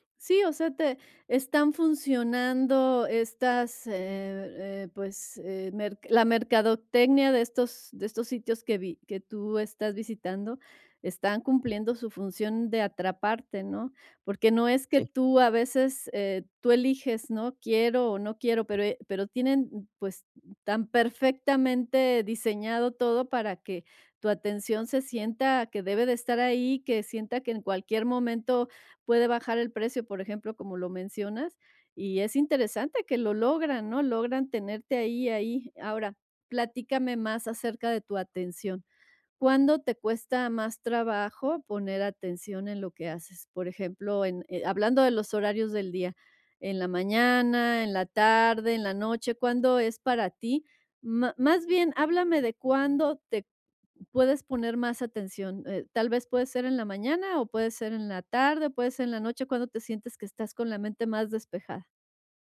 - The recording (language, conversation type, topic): Spanish, advice, ¿Cómo puedo manejar mejor mis pausas y mi energía mental?
- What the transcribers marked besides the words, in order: none